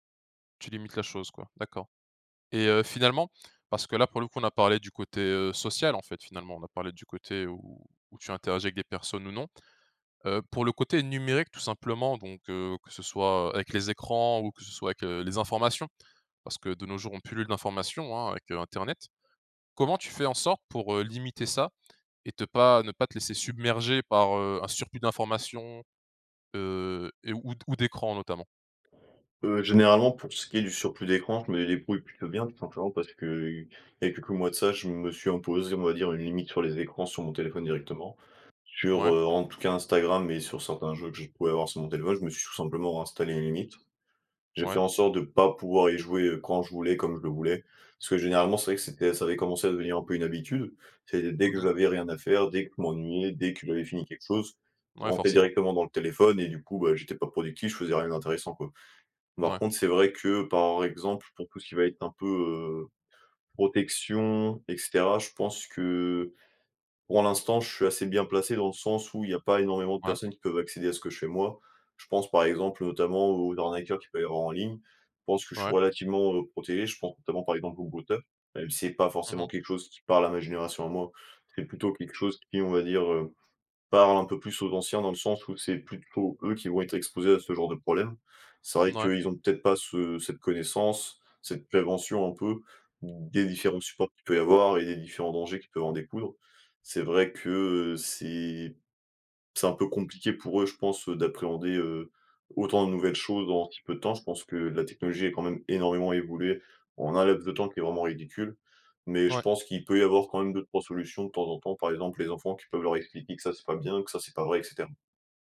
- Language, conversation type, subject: French, podcast, Comment poses-tu des limites au numérique dans ta vie personnelle ?
- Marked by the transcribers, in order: stressed: "informations"